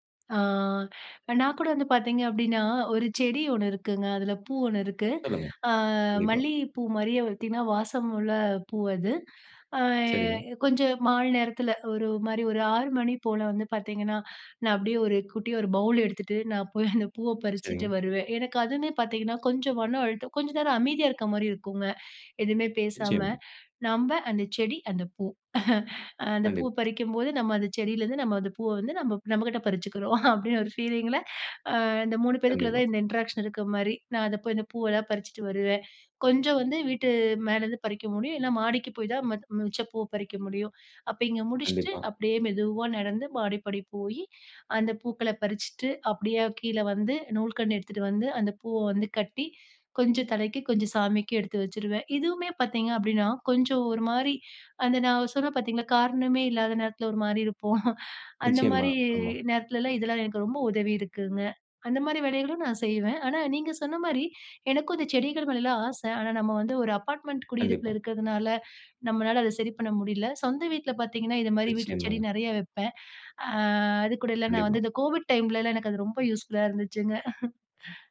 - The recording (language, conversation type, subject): Tamil, podcast, மனஅழுத்தத்தை குறைக்க வீட்டிலேயே செய்யக்கூடிய எளிய பழக்கங்கள் என்ன?
- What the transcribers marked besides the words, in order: drawn out: "ஆ"; other background noise; drawn out: "அ"; in English: "பௌல்"; chuckle; chuckle; chuckle; in English: "பீலிங்ல"; in English: "இன்ட்ராக்ஷன்"; chuckle; in English: "அப்பார்ட்மெண்ட்"; in English: "கோவிட் டைம்லலாம்"; in English: "யூஸ்ஃபுல்லா"; chuckle